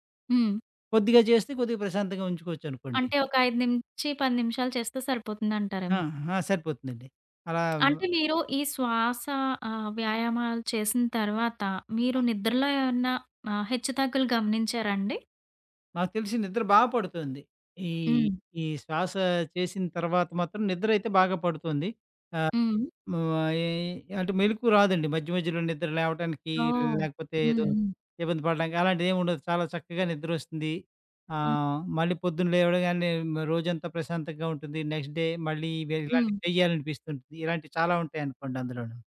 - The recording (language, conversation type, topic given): Telugu, podcast, ప్రశాంతంగా ఉండేందుకు మీకు ఉపయోగపడే శ్వాస వ్యాయామాలు ఏవైనా ఉన్నాయా?
- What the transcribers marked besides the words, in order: other background noise; in English: "నెక్స్ట్ డే"